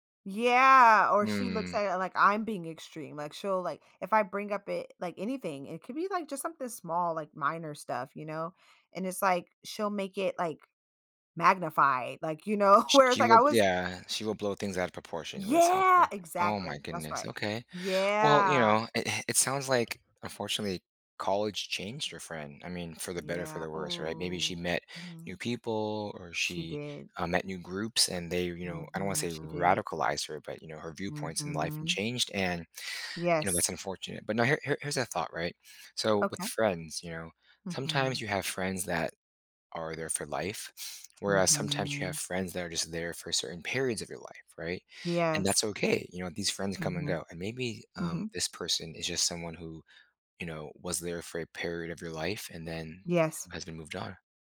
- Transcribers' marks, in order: drawn out: "Yeah"; sniff
- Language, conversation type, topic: English, advice, How do I resolve a disagreement with a close friend without damaging our friendship?